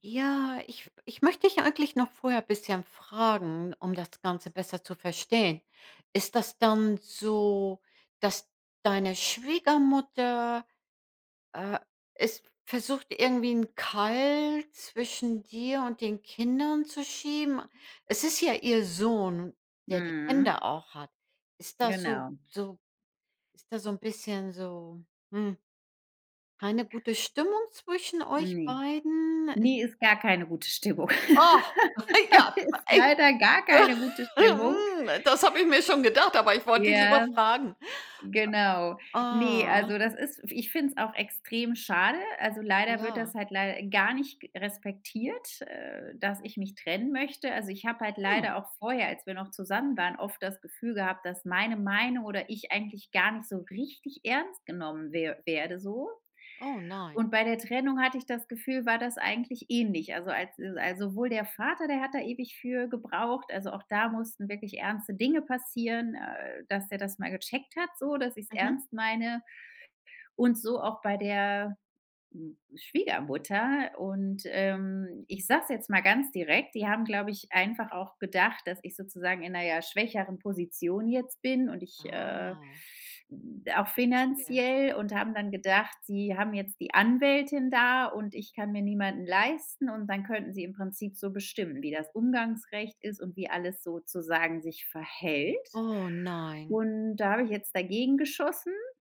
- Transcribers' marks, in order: laugh; surprised: "Oh"; laugh; other background noise
- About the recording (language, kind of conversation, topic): German, advice, Wie können wir den Konflikt um das Umgangsrecht bzw. den seltenen Kontakt zu den Großeltern lösen?